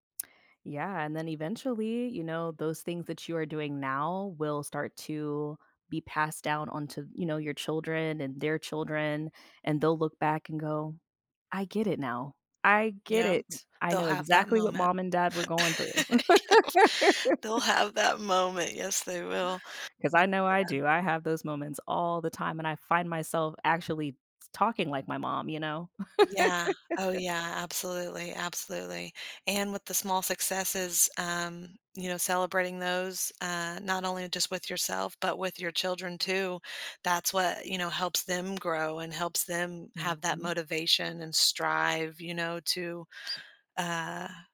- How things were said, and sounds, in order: laugh; laughing while speaking: "Yep"; laugh; laugh; other background noise
- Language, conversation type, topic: English, unstructured, Why is it important to recognize and celebrate small achievements in our lives?
- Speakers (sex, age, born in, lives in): female, 30-34, United States, United States; female, 40-44, United States, United States